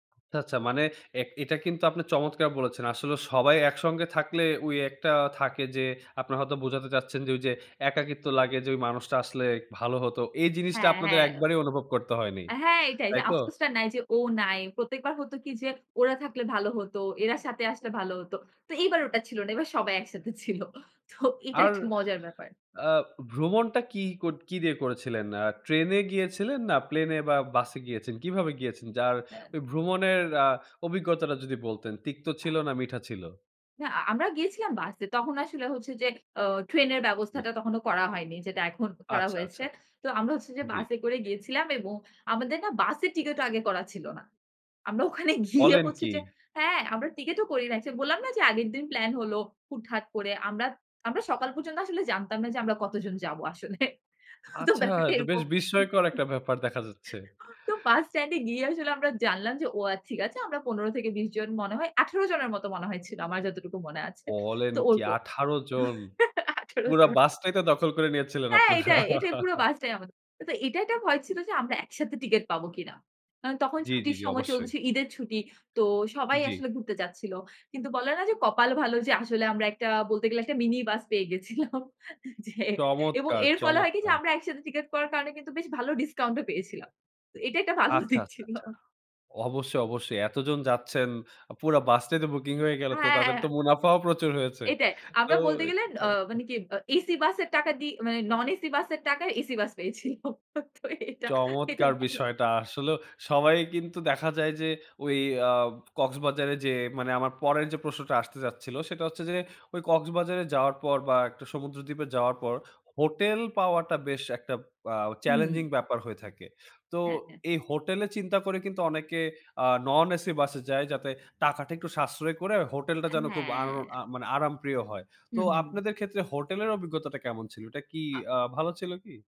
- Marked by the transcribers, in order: other background noise; laughing while speaking: "একসাথে ছিল। তো এটা একটা মজার ব্যাপার"; other noise; tapping; surprised: "আচ্ছা এ তো বেশ বিস্ময়কর একটা ব্যাপার দেখা যাচ্ছে"; laughing while speaking: "আসলে। তো ব্যাপারটা এরকম"; laugh; chuckle; laughing while speaking: "তো বাস স্ট্যান্ডে গিয়ে আসলে … ওরকম। আঠারো জন"; laugh; laughing while speaking: "আপনারা"; laugh; laughing while speaking: "গেছিলাম, জি"; laugh; laughing while speaking: "ভালো দিক ছিল"; laugh; laughing while speaking: "তো এটা, এটা ভালো"
- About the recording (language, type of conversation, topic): Bengali, podcast, একটা স্মরণীয় ভ্রমণের গল্প বলতে পারবেন কি?